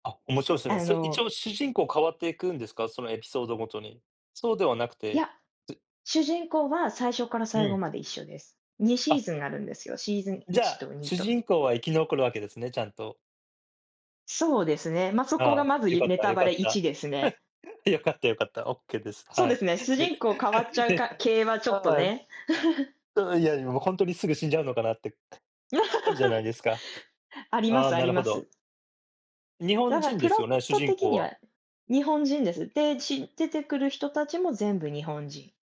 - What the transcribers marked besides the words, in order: chuckle; laughing while speaking: "で、 で"; chuckle; chuckle; tapping; laugh; other background noise
- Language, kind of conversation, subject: Japanese, unstructured, 今までに観た映画の中で、特に驚いた展開は何ですか？